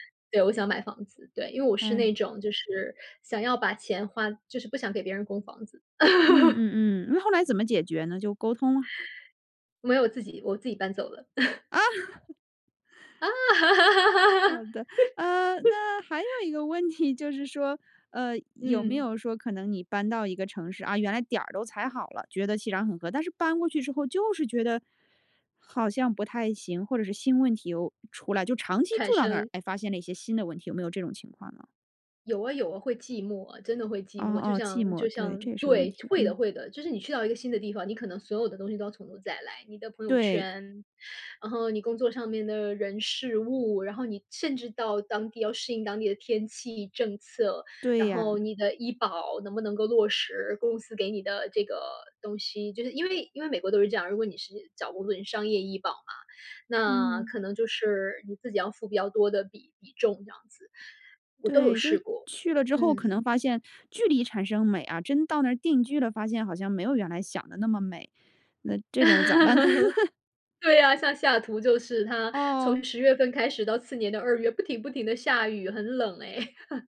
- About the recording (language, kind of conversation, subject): Chinese, podcast, 你是如何决定要不要换个城市生活的？
- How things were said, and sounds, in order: "花" said as "欢"; laugh; chuckle; laugh; laughing while speaking: "啊"; laugh; laughing while speaking: "题"; laugh; laughing while speaking: "呢？"; laugh; laugh